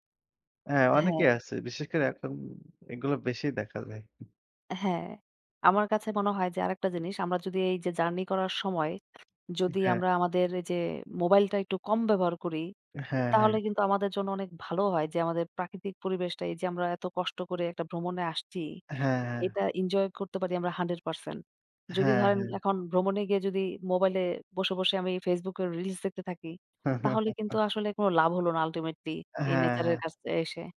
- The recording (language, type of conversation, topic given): Bengali, unstructured, আপনি ভ্রমণে গেলে সময়টা সবচেয়ে ভালোভাবে কীভাবে কাটান?
- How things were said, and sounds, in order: lip smack; "আসছি" said as "আসচি"; tapping; chuckle